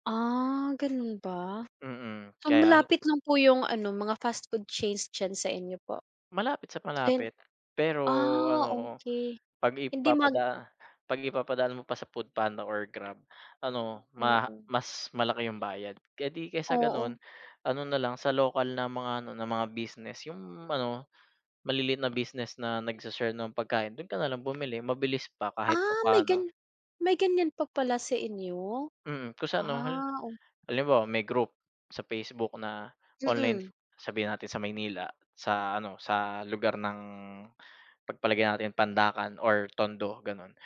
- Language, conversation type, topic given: Filipino, unstructured, Ano ang nararamdaman mo kapag walang pagkain sa bahay?
- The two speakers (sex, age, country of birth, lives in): female, 25-29, Philippines, Philippines; male, 30-34, Philippines, Philippines
- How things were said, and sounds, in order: other background noise; tapping